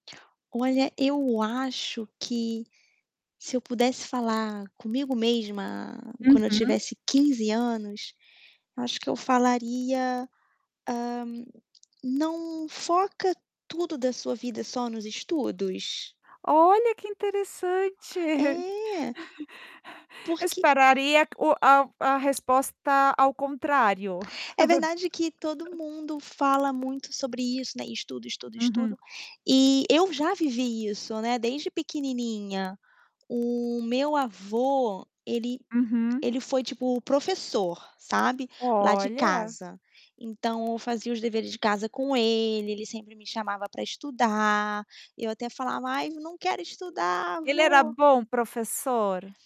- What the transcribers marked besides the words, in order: distorted speech; static; laugh; tapping; laugh
- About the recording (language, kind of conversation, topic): Portuguese, podcast, Qual conselho você daria para o seu eu de 15 anos?